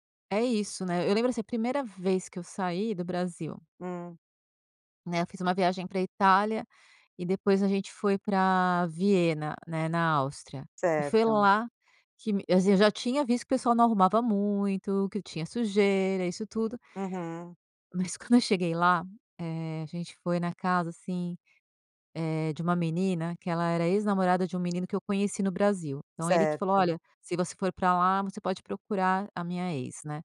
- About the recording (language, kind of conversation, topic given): Portuguese, podcast, Como você evita distrações domésticas quando precisa se concentrar em casa?
- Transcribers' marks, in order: tapping